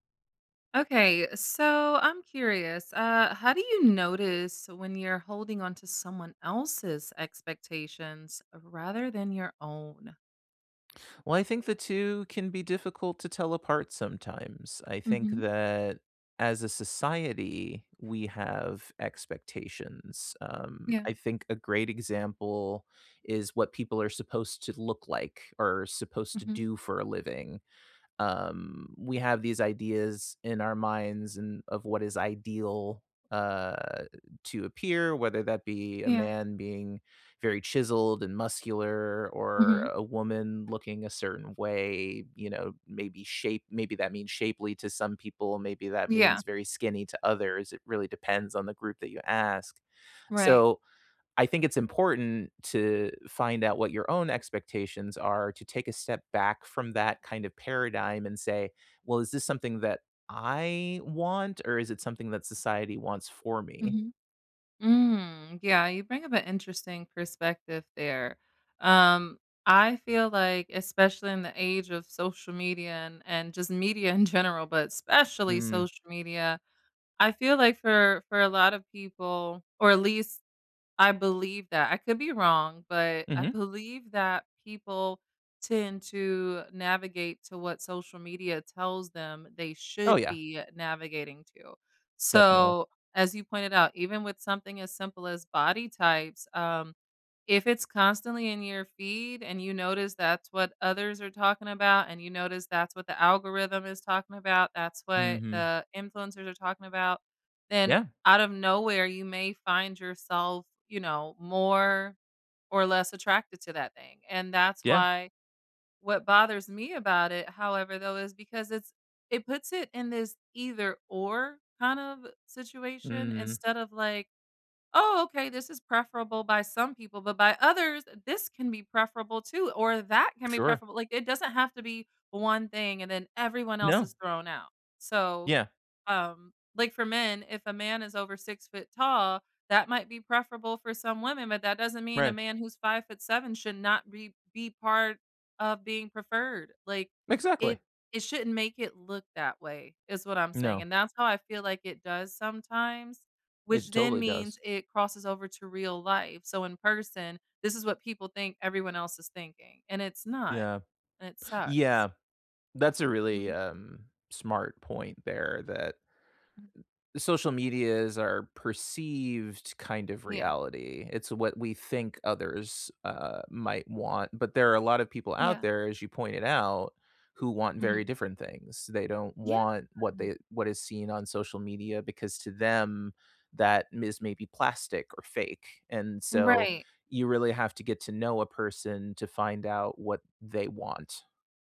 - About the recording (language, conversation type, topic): English, unstructured, How can I tell I'm holding someone else's expectations, not my own?
- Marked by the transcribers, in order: tapping; laughing while speaking: "in general"; stressed: "especially"; other background noise